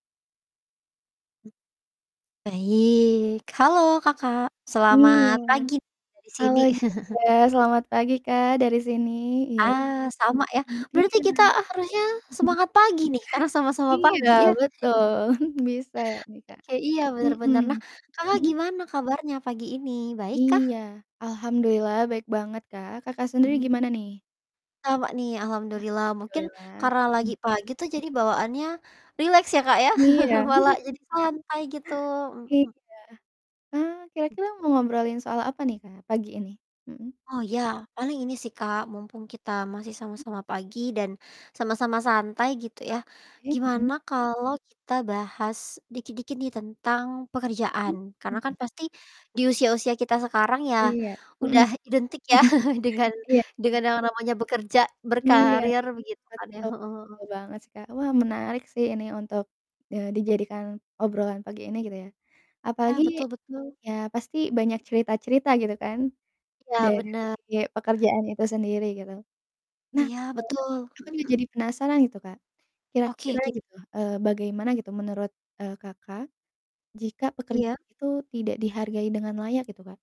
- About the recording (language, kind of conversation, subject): Indonesian, unstructured, Bagaimana menurutmu jika pekerjaanmu tidak dihargai dengan layak?
- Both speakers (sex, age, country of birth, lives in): female, 25-29, Indonesia, Indonesia; female, 25-29, Indonesia, Indonesia
- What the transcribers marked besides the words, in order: distorted speech; chuckle; chuckle; chuckle; laugh; laugh; chuckle